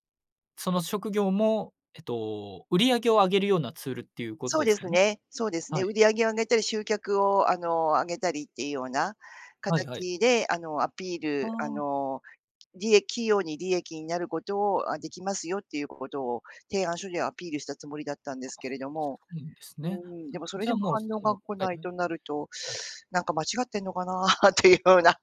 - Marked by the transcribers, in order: teeth sucking; laughing while speaking: "かなっていうような"
- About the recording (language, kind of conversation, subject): Japanese, advice, 小さな失敗で目標を諦めそうになるとき、どうすれば続けられますか？